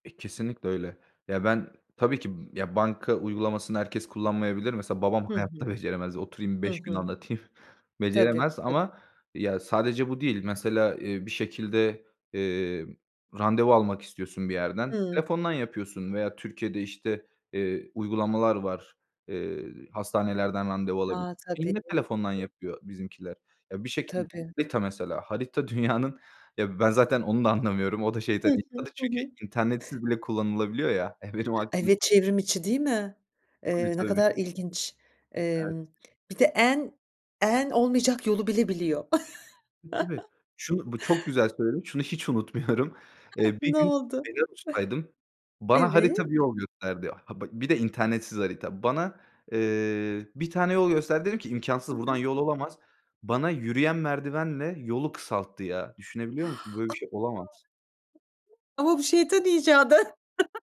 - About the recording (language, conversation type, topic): Turkish, podcast, Akıllı telefonlar hayatımızı nasıl değiştirdi?
- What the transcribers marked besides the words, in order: laughing while speaking: "anlatayım"; unintelligible speech; other background noise; laughing while speaking: "e, benim aklım"; chuckle; laughing while speaking: "unutmuyorum"; chuckle; inhale; unintelligible speech; chuckle